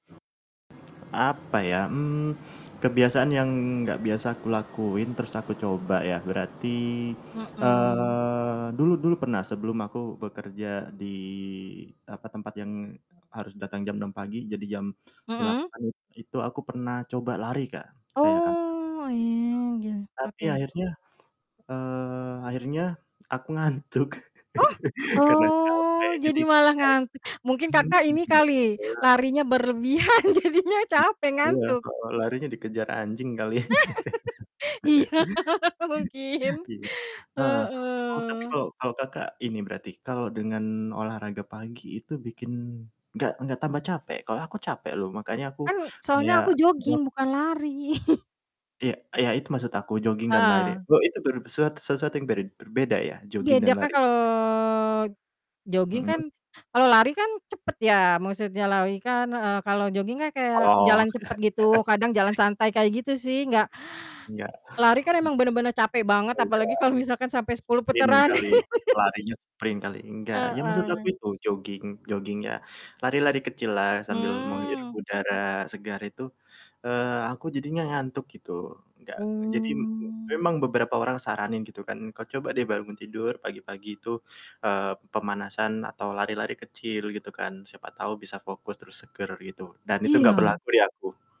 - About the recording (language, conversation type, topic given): Indonesian, unstructured, Apa kebiasaan pagi yang paling membantu kamu memulai hari?
- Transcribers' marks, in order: static; other background noise; drawn out: "eee"; drawn out: "di"; distorted speech; drawn out: "Oh"; unintelligible speech; gasp; drawn out: "Oh"; laughing while speaking: "ngantuk"; laugh; unintelligible speech; laughing while speaking: "berlebihan jadinya"; laugh; laughing while speaking: "Iya, mungkin"; laughing while speaking: "kali"; laugh; drawn out: "Heeh"; unintelligible speech; laugh; drawn out: "kalau"; laugh; in English: "Sprint"; in English: "sprint"; laugh; drawn out: "Oh"